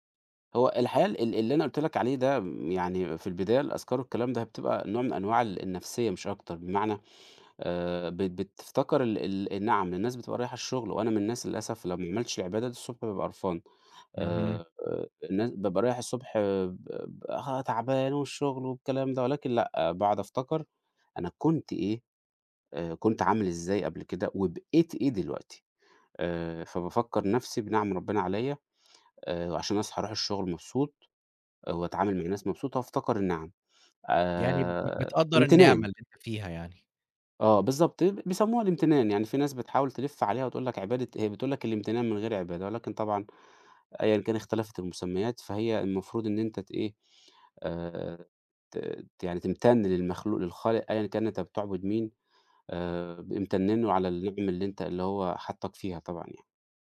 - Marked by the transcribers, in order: none
- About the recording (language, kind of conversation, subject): Arabic, podcast, إيه روتينك الصبح عشان تعتني بنفسك؟